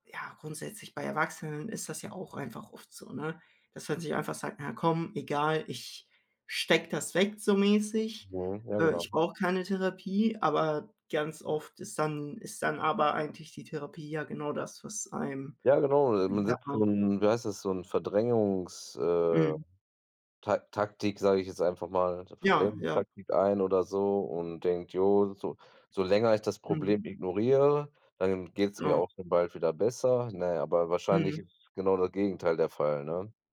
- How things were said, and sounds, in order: other background noise
- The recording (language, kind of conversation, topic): German, unstructured, Warum fällt es vielen Menschen schwer, bei Depressionen Hilfe zu suchen?